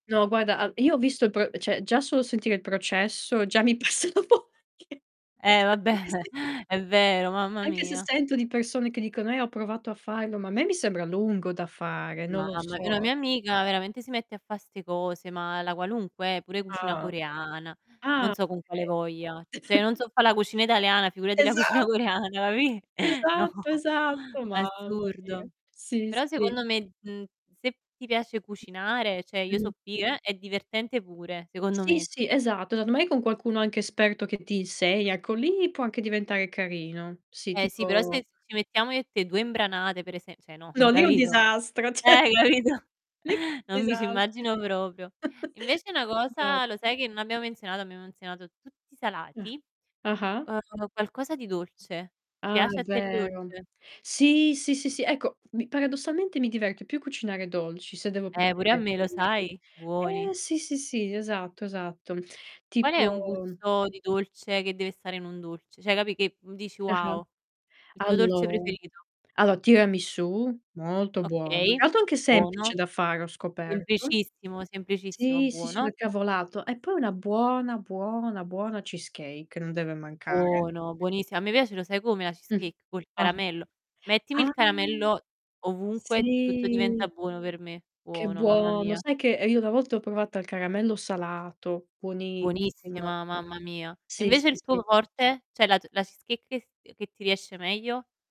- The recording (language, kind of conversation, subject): Italian, unstructured, Qual è il piatto che ti mette sempre di buon umore?
- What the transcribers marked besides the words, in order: "cioè" said as "ceh"; laughing while speaking: "passa la vogl anche se"; distorted speech; chuckle; chuckle; "Cioè" said as "ceh"; laughing while speaking: "cucina coreana, capì, no"; chuckle; tapping; "cioè" said as "ceh"; "cioè" said as "ceh"; chuckle; laughing while speaking: "Eh, capito"; laughing while speaking: "cioè"; chuckle; drawn out: "Tipo"; "cioè" said as "ceh"; "cavolata" said as "cavolato"; drawn out: "Ah"; "Cioè" said as "ceh"